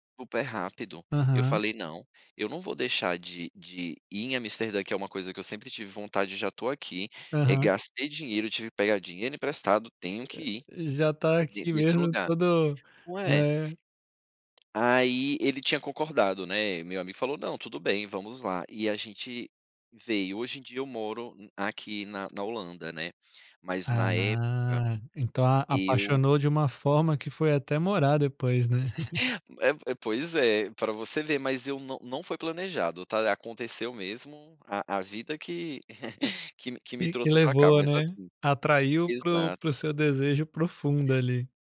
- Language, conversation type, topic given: Portuguese, podcast, O que você faz quando a viagem dá errado?
- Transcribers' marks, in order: laugh; chuckle